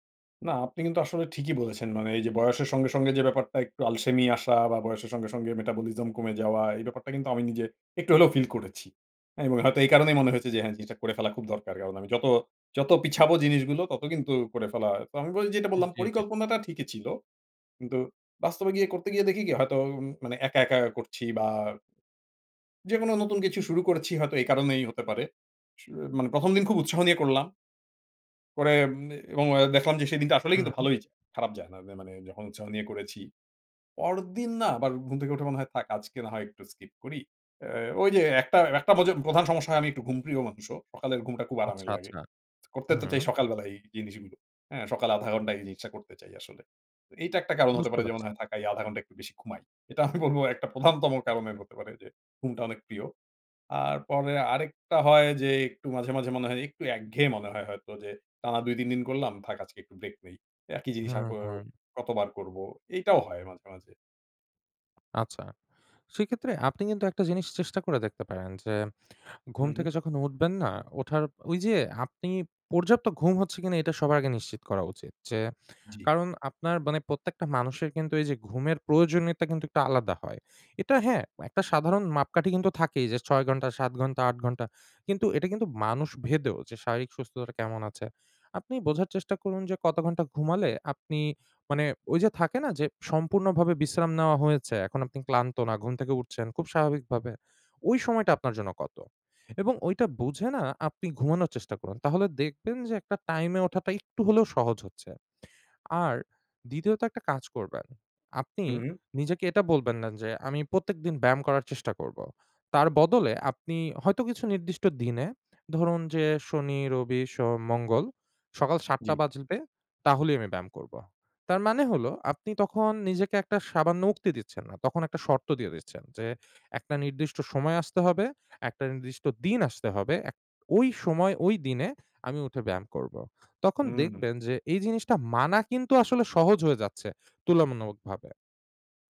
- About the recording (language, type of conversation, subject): Bengali, advice, বাড়িতে ব্যায়াম করতে একঘেয়েমি লাগলে অনুপ্রেরণা কীভাবে খুঁজে পাব?
- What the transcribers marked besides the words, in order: in English: "metabolism"; tapping; chuckle; "তুলনামূলকভাবে" said as "তুলমনামুলকভাবে"